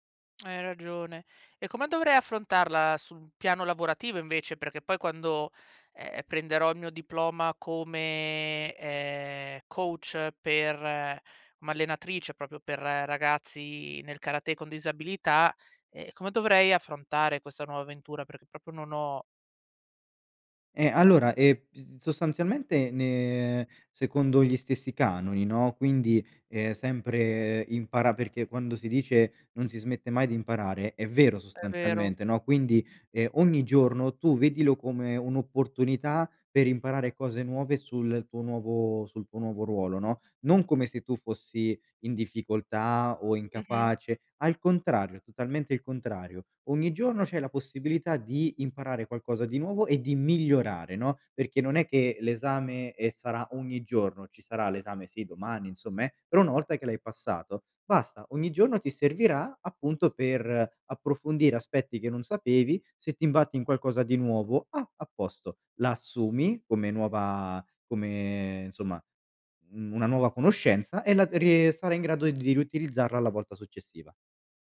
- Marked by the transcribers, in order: lip smack; "proprio" said as "propio"; stressed: "migliorare"
- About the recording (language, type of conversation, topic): Italian, advice, Come posso chiarire le responsabilità poco definite del mio nuovo ruolo o della mia promozione?